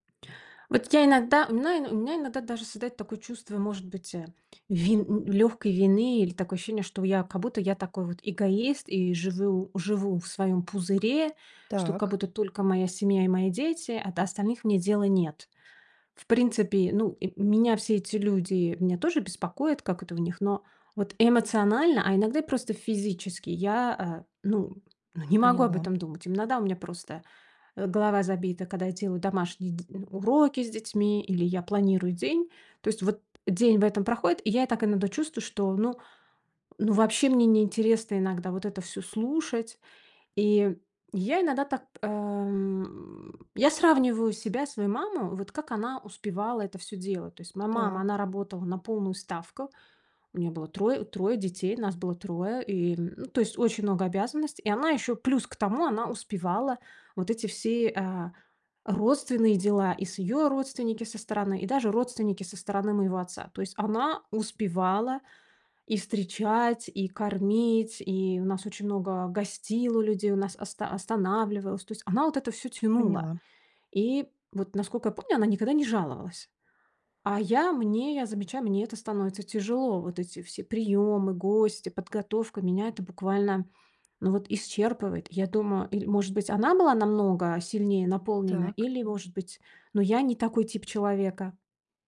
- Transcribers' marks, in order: none
- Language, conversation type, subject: Russian, advice, Как вы переживаете ожидание, что должны сохранять эмоциональную устойчивость ради других?